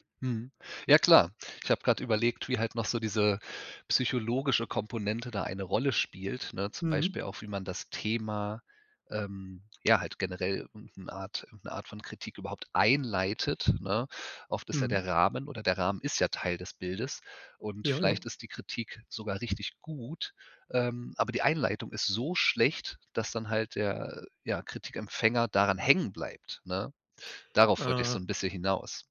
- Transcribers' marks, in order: stressed: "einleitet"
- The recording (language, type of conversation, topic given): German, podcast, Wie gibst du Feedback, das wirklich hilft?